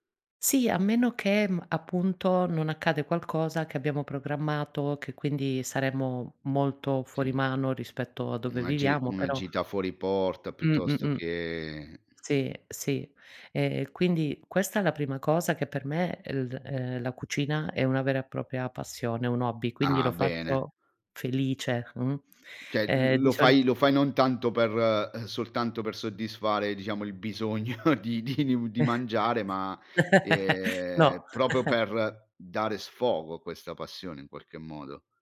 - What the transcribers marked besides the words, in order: tapping; other background noise; "propria" said as "propia"; "Cioè" said as "ceh"; laughing while speaking: "bisogno di"; chuckle; "proprio" said as "propo"; chuckle
- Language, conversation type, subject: Italian, podcast, Com’è la tua domenica ideale, dedicata ai tuoi hobby?
- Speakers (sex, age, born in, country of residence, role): female, 40-44, Italy, Italy, guest; male, 45-49, Italy, Italy, host